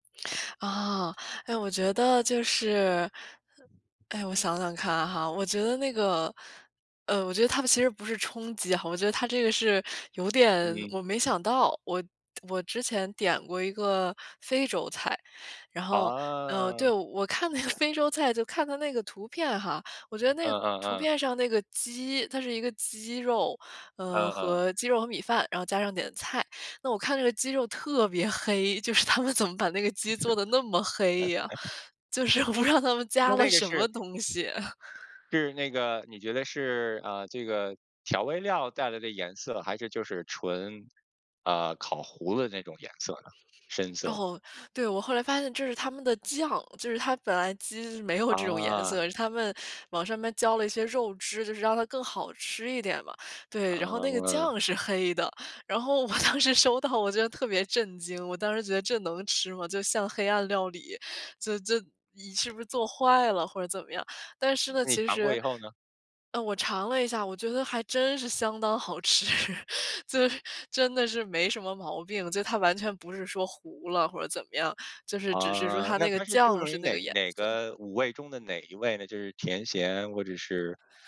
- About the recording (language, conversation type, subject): Chinese, podcast, 你怎么看待点外卖和自己做饭这两种选择？
- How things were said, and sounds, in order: teeth sucking; other background noise; chuckle; laugh; laughing while speaking: "这种颜色"; laughing while speaking: "我当时收到"; laughing while speaking: "吃"